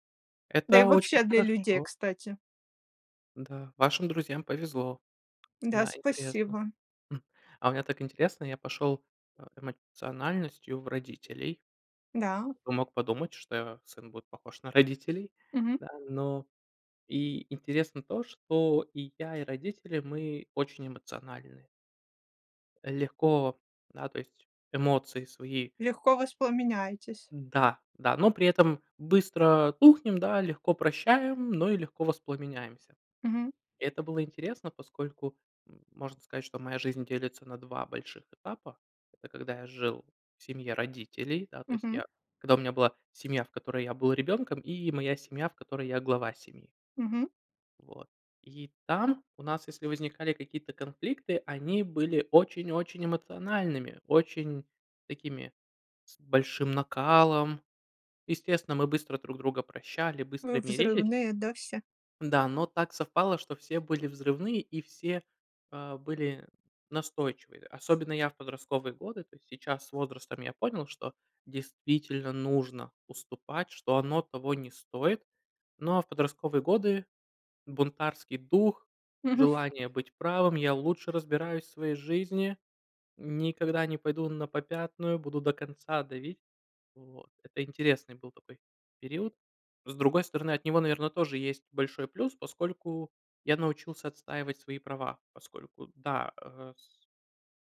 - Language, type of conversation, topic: Russian, unstructured, Что важнее — победить в споре или сохранить дружбу?
- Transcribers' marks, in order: tapping; other background noise